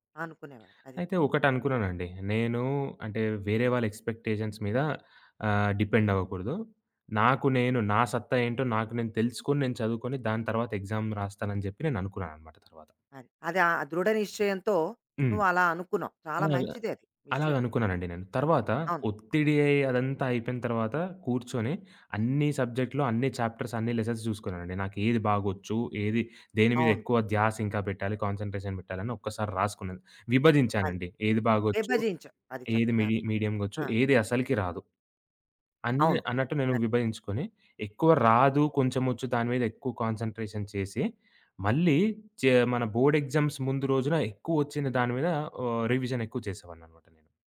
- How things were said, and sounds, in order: in English: "ఎక్స్‌పెక్టేషన్స్"; in English: "డిపెండ్"; other background noise; in English: "ఎక్సామ్"; in English: "చాప్టర్స్"; in English: "లెసన్స్"; in English: "కాన్సన్‌ట్రేషన్"; in English: "మిడి మీడియంగా"; in English: "కాన్సన్‌ట్రేషన్"; in English: "బోర్డ్ ఎగ్జామ్స్"; in English: "రివిజన్"
- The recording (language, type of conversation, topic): Telugu, podcast, థెరపీ గురించి మీ అభిప్రాయం ఏమిటి?